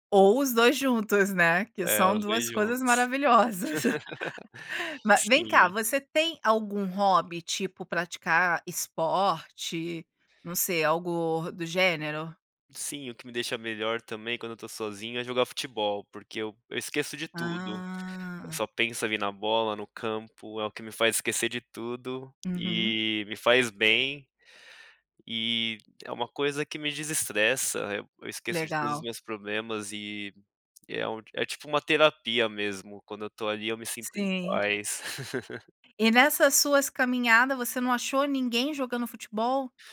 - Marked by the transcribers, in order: laugh; laugh
- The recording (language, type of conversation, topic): Portuguese, podcast, Quando você se sente sozinho, o que costuma fazer?